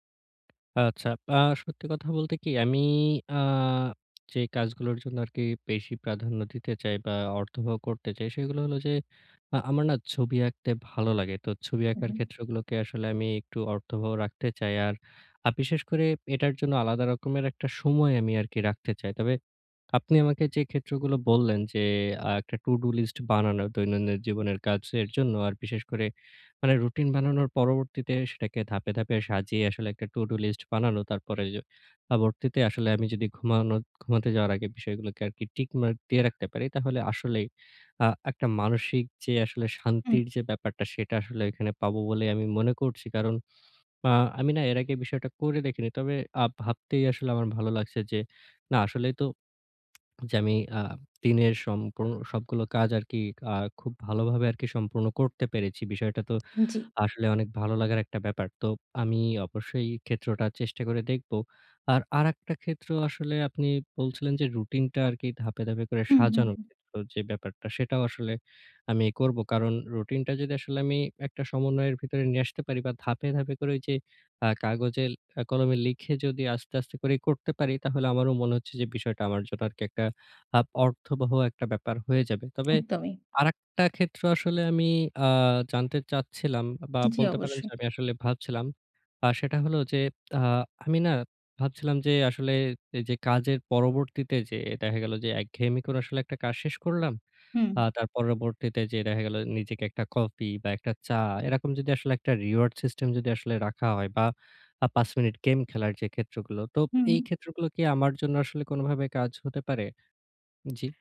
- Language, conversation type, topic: Bengali, advice, আপনি প্রতিদিনের ছোট কাজগুলোকে কীভাবে আরও অর্থবহ করতে পারেন?
- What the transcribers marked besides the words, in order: other background noise; in English: "টু ডু লিস্ট"; lip smack; tapping; in English: "রিওয়ার্ড সিস্টেম"